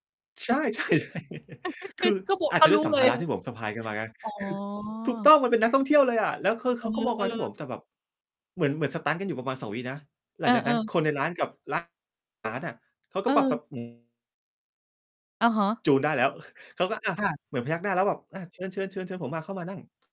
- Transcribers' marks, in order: laughing while speaking: "ใช่"; laugh; distorted speech; unintelligible speech; chuckle
- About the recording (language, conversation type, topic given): Thai, podcast, คุณเคยค้นพบอะไรโดยบังเอิญระหว่างท่องเที่ยวบ้าง?